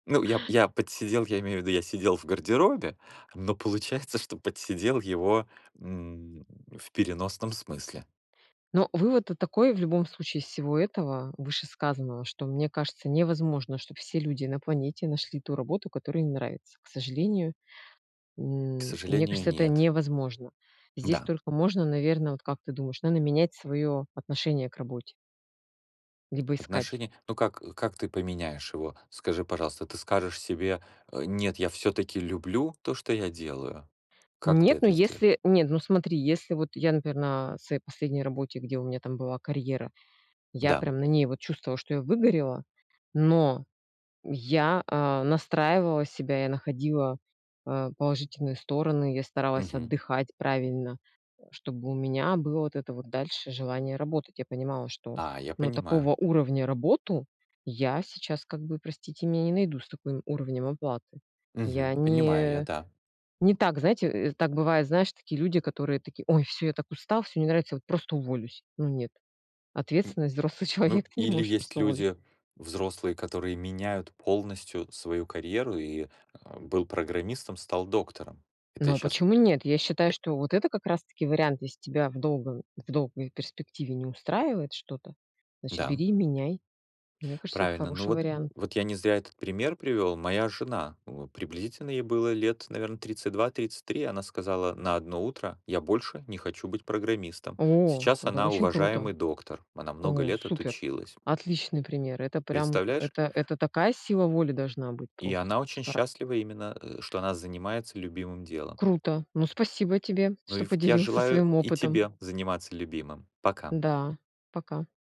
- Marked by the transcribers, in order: tapping; other background noise; background speech
- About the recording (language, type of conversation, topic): Russian, unstructured, Почему многие люди недовольны своей работой?